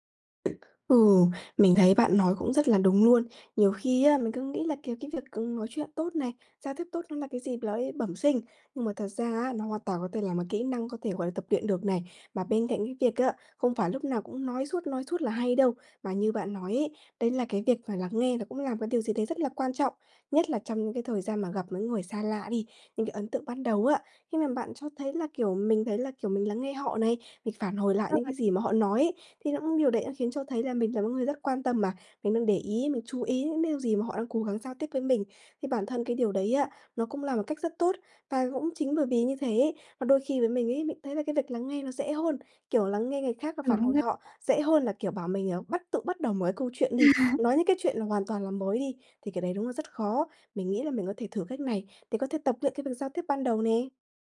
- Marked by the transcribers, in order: tapping; laugh
- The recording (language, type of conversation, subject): Vietnamese, advice, Làm sao tôi có thể xây dựng sự tự tin khi giao tiếp trong các tình huống xã hội?